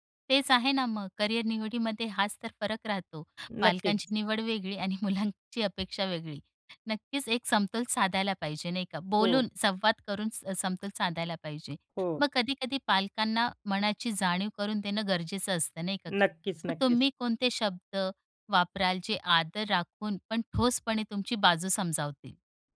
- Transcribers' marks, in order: laughing while speaking: "आणि मुलांची"
- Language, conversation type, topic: Marathi, podcast, करिअर निवडीबाबत पालकांच्या आणि मुलांच्या अपेक्षा कशा वेगळ्या असतात?